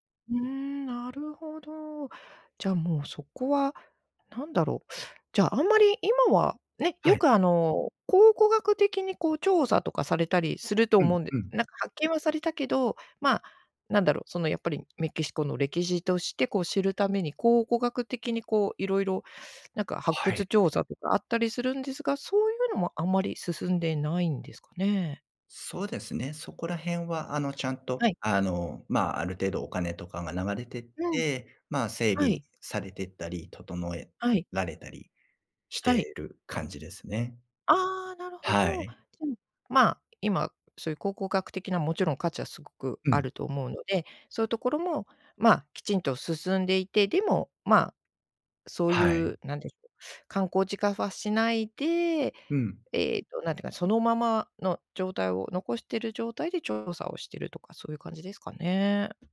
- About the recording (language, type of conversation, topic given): Japanese, podcast, 旅で見つけた秘密の場所について話してくれますか？
- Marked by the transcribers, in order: other noise